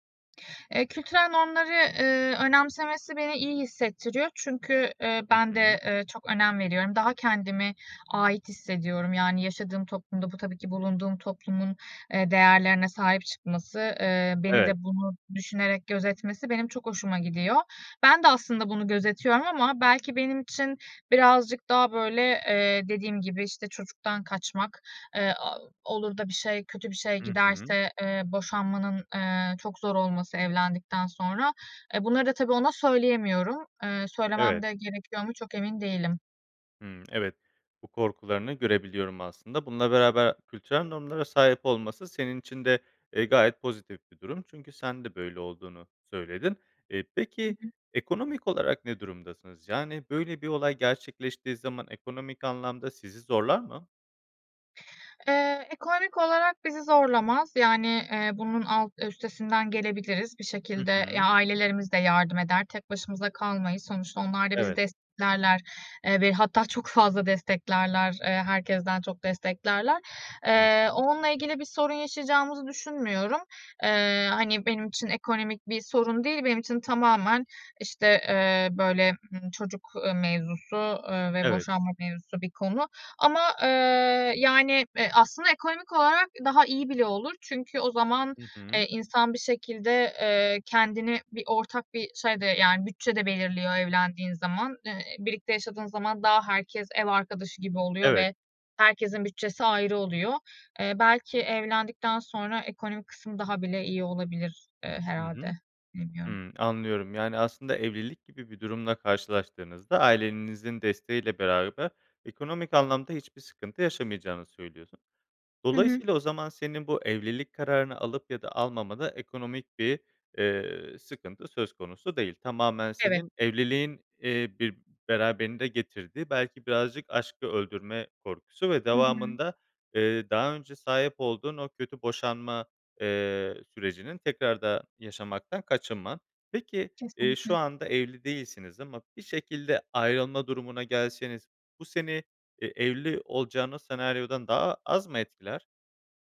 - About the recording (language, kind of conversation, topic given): Turkish, advice, Evlilik veya birlikte yaşamaya karar verme konusunda yaşadığınız anlaşmazlık nedir?
- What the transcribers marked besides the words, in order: tapping; other background noise